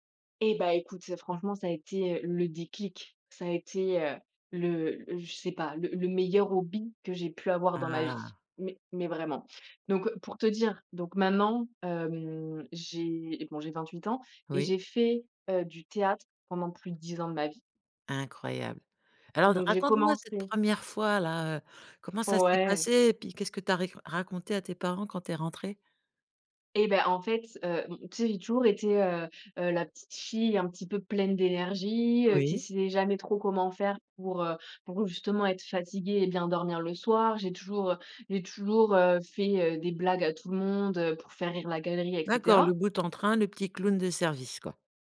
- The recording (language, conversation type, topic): French, podcast, Quel hobby t’aide le plus à vraiment te déconnecter ?
- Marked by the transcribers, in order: none